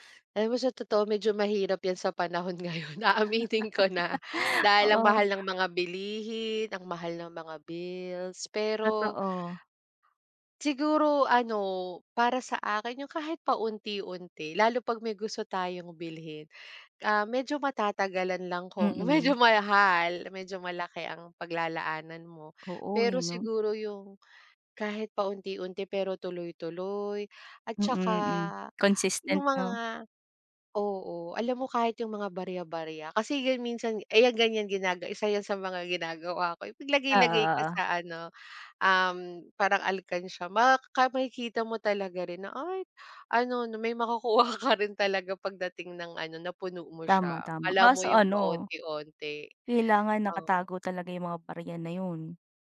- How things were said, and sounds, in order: chuckle; laughing while speaking: "ngayon, aaminin ko na"; laughing while speaking: "medyo"; "mahal" said as "malhal"; other background noise; laughing while speaking: "makukuha ka"
- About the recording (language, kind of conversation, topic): Filipino, unstructured, Paano ka nagsisimulang mag-ipon ng pera, at ano ang pinakaepektibong paraan para magbadyet?